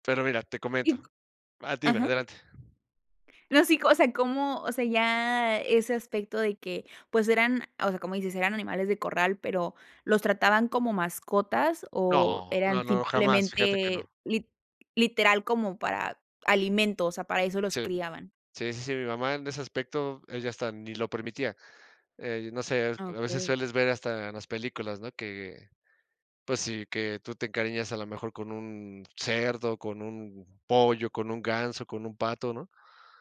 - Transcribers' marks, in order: tapping
- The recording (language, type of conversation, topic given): Spanish, podcast, ¿Cómo te acercas a un alimento que antes creías odiar?